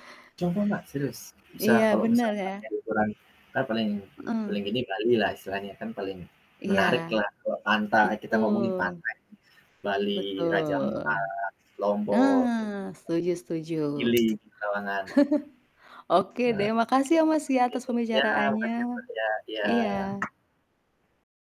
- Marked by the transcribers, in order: static; distorted speech; drawn out: "Betul"; drawn out: "Betul"; chuckle; other background noise; unintelligible speech; tapping
- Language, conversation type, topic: Indonesian, unstructured, Anda lebih memilih liburan ke pantai atau ke pegunungan?